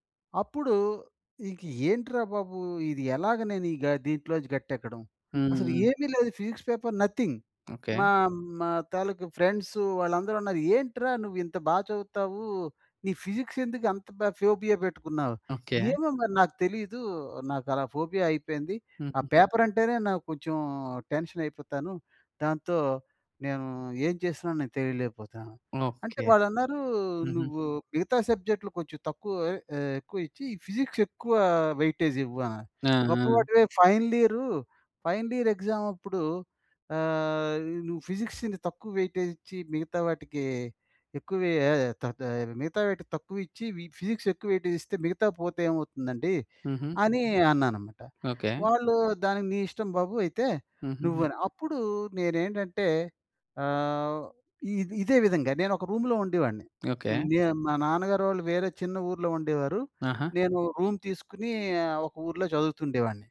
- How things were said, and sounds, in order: in English: "ఫిజిక్స్ పేపర్ నథింగ్"; in English: "ఫిజిక్స్"; in English: "ఫోబియా"; in English: "ఫోబియా"; in English: "పేపర్"; in English: "ఫిజిక్స్"; in English: "వెయిటేజ్"; in English: "ఫైనల్"; in English: "ఫైనల్ ఇయర్ ఎగ్జామ్"; in English: "ఫిజిక్స్‌ని"; in English: "వెయిటేజ్"; in English: "ఫిజిక్స్"; in English: "వెయిటేజ్"; in English: "రూమ్‌లో"; in English: "రూమ్"
- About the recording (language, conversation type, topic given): Telugu, podcast, నువ్వు నిన్ను ఎలా అర్థం చేసుకుంటావు?
- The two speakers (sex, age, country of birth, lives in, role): male, 25-29, India, India, host; male, 55-59, India, India, guest